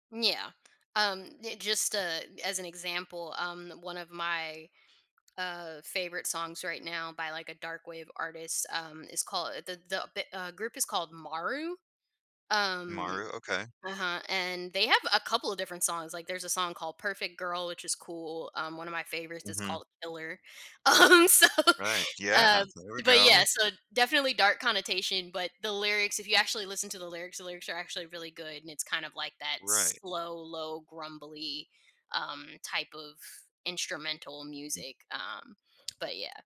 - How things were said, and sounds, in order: tapping; laughing while speaking: "Um, so"
- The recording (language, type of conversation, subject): English, podcast, How do early experiences shape our lifelong passion for music?
- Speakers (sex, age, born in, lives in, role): female, 30-34, United States, United States, guest; male, 40-44, Canada, United States, host